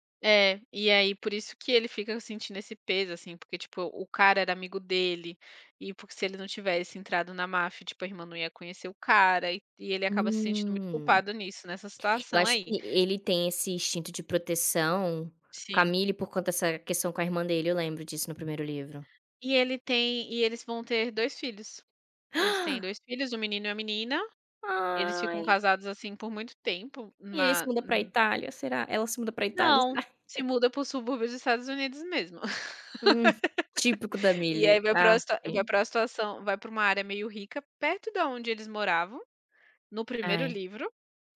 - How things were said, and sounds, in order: gasp; chuckle; laugh
- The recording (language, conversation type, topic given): Portuguese, unstructured, Qual é a sua forma favorita de relaxar em casa?